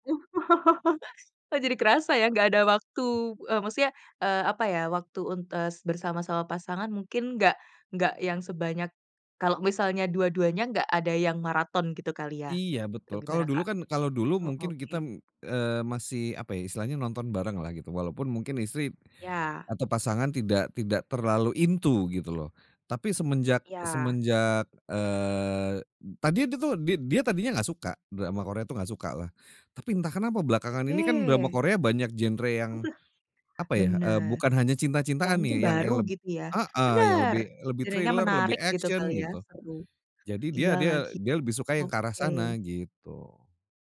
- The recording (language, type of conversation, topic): Indonesian, podcast, Apa pendapatmu tentang fenomena menonton maraton belakangan ini?
- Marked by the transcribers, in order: chuckle; in English: "into"; chuckle; in English: "action"